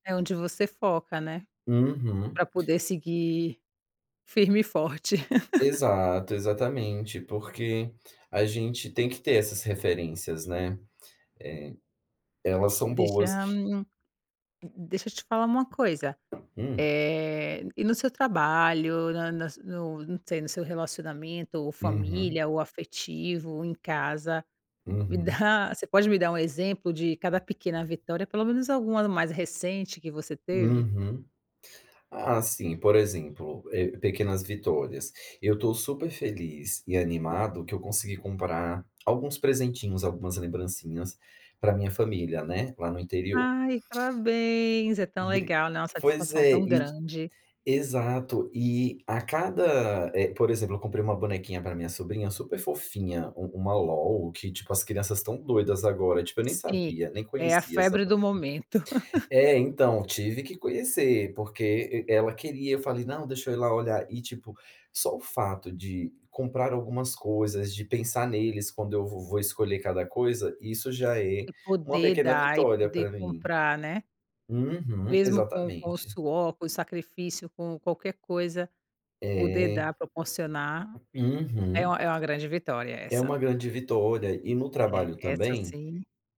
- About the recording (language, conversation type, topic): Portuguese, podcast, Quais pequenas vitórias te dão força no dia a dia?
- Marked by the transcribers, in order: tapping; laugh; laughing while speaking: "dá"; other background noise; laugh